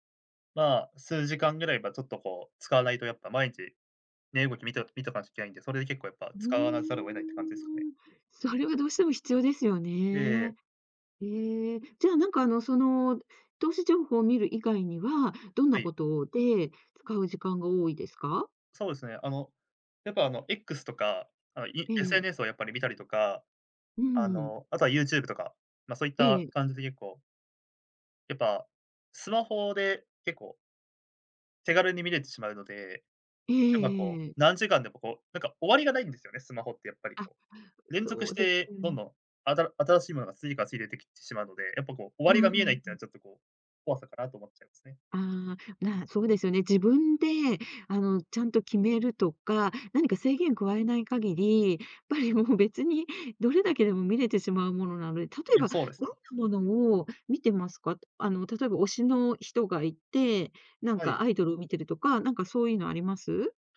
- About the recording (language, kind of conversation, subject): Japanese, podcast, スマホと上手に付き合うために、普段どんな工夫をしていますか？
- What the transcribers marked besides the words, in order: drawn out: "うーん"